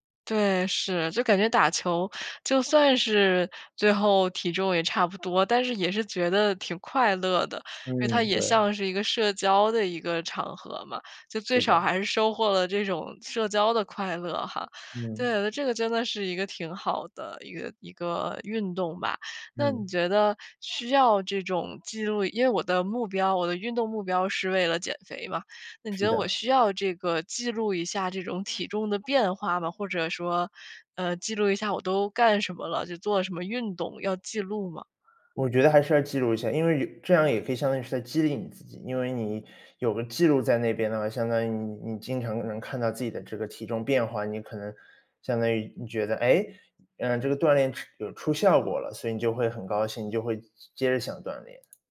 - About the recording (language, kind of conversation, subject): Chinese, advice, 如何才能养成规律运动的习惯，而不再三天打鱼两天晒网？
- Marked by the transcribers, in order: none